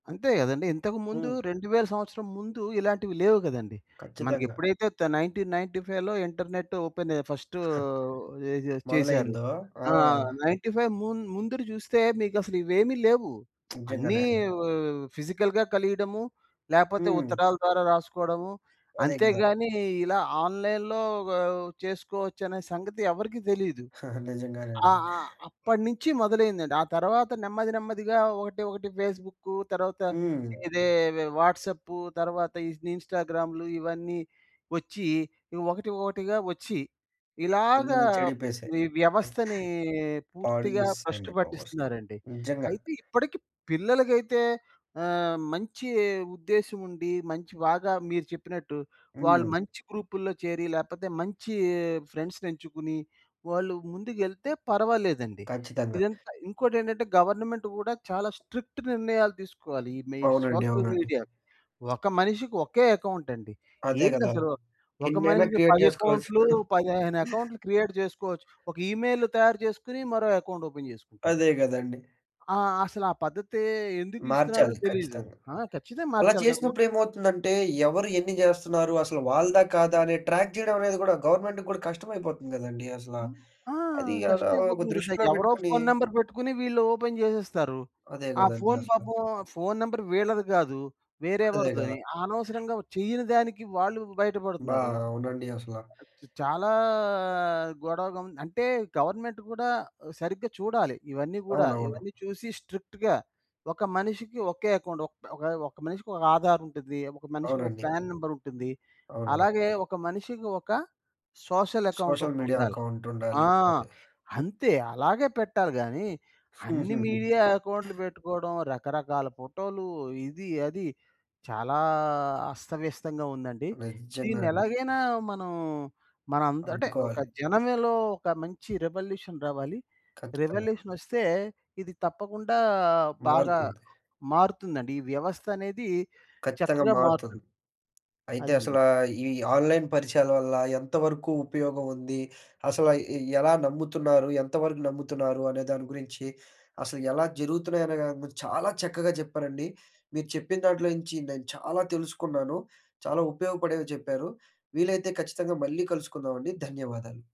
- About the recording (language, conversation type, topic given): Telugu, podcast, మీరు ఆన్‌లైన్‌లో పరిచయమైన వ్యక్తులను ఎంతవరకు నమ్ముతారు?
- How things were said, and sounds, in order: other background noise; in English: "నైన్‌టీన్ నైన్‌టీ ఫైవ్‌లో"; chuckle; lip smack; in English: "ఫిజికల్‌గా"; in English: "ఆన్‌లైన్‌లో"; chuckle; giggle; in English: "గవర్నమెంట్"; in English: "స్ట్రిక్ట్"; in English: "సోషల్ మీడియా"; tapping; in English: "క్రియేట్"; in English: "క్రియేట్"; chuckle; in English: "ఇమెయిల్"; in English: "అకౌంట్ ఓపెన్"; in English: "ట్రాక్"; in English: "గవర్నమెంట్"; in English: "ఓపెన్"; in English: "గవర్నమెంట్"; in English: "స్ట్రిక్ట్‌గా"; in English: "అకౌంట్"; in English: "ఆధార్"; in English: "ప్యాన్ నంబర్"; in English: "సోషల్ మీడియా"; in English: "సోషల్ అకౌంట్"; other noise; chuckle; in English: "మీడియా"; in English: "రివల్యూషన్"; in English: "ఆన్‌లైన్"